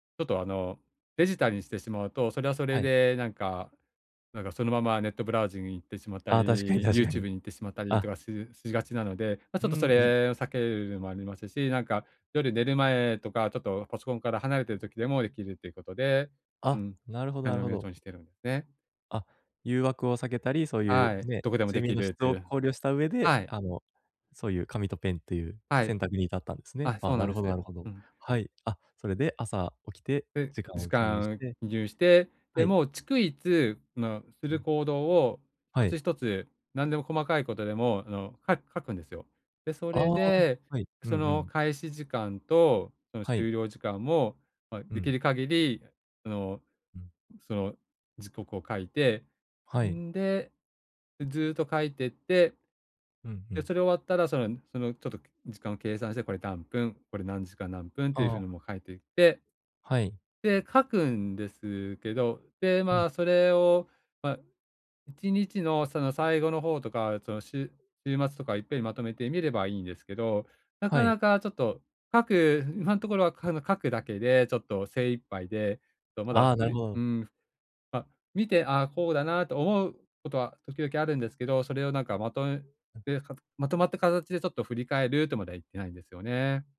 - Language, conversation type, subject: Japanese, advice, 振り返りを記録する習慣を、どのように成長につなげればよいですか？
- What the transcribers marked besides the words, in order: other background noise; "何分" said as "だんぷん"